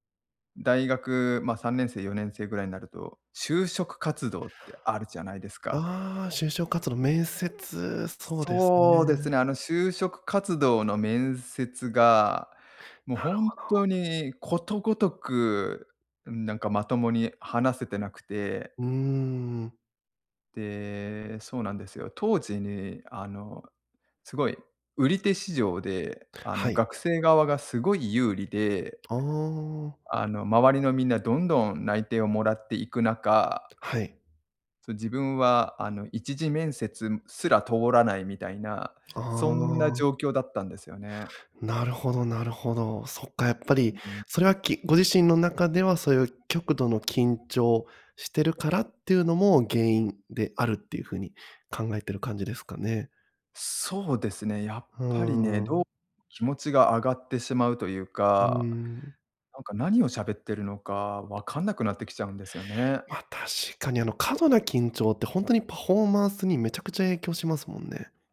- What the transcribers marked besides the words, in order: none
- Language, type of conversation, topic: Japanese, advice, プレゼンや面接など人前で極度に緊張してしまうのはどうすれば改善できますか？